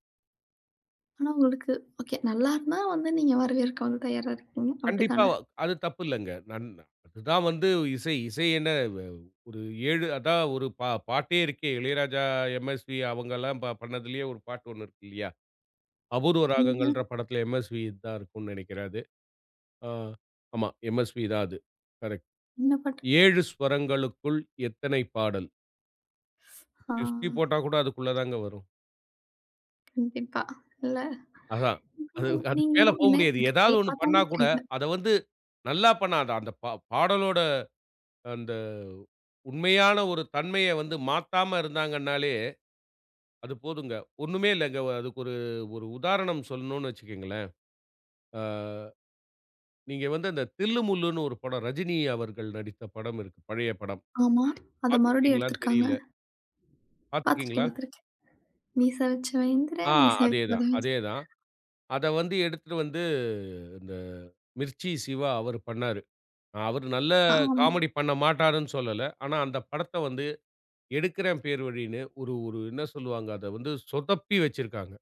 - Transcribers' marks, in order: tapping; other background noise; unintelligible speech; laughing while speaking: "அதுக்கு மேல போ முடியாது"
- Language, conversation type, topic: Tamil, podcast, மழை நாளுக்கான இசைப் பட்டியல் என்ன?